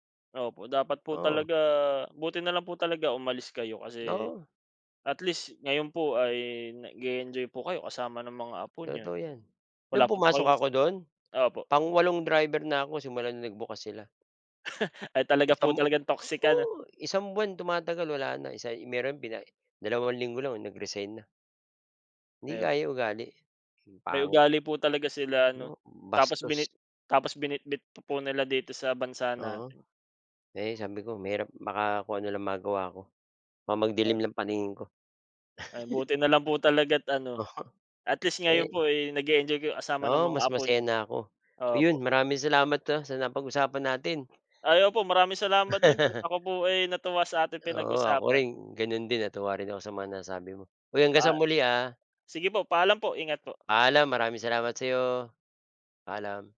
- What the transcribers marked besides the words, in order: other background noise; laugh; laugh; laugh
- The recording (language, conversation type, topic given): Filipino, unstructured, Bakit sa tingin mo ay mahirap makahanap ng magandang trabaho ngayon?